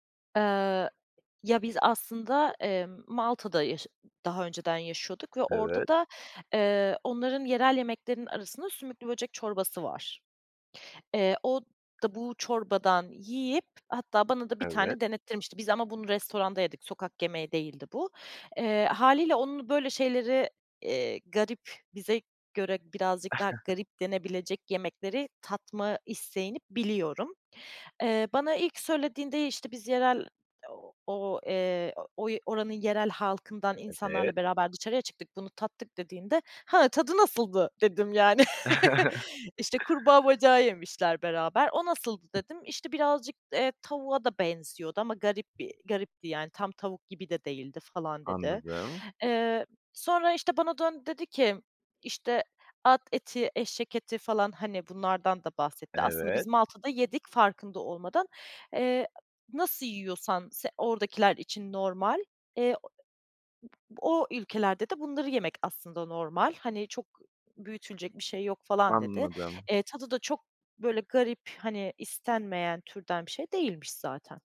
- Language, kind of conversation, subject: Turkish, podcast, Sokak yemekleri neden popüler ve bu konuda ne düşünüyorsun?
- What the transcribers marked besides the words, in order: chuckle; laughing while speaking: "dedim, yani. İşte, kurbağa bacağı yemişler beraber"; laugh; chuckle; other background noise; tapping